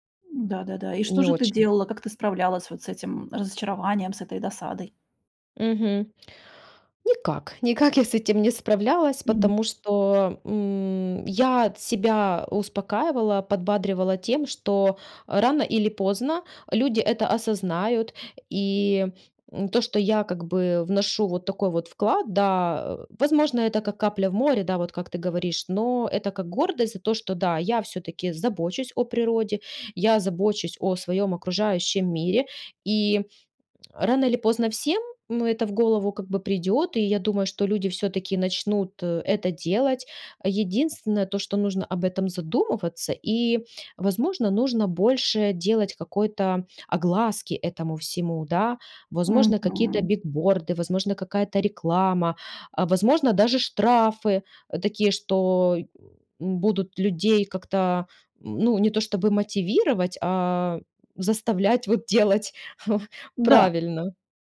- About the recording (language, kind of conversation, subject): Russian, podcast, Как сократить использование пластика в повседневной жизни?
- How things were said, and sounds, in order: other background noise; chuckle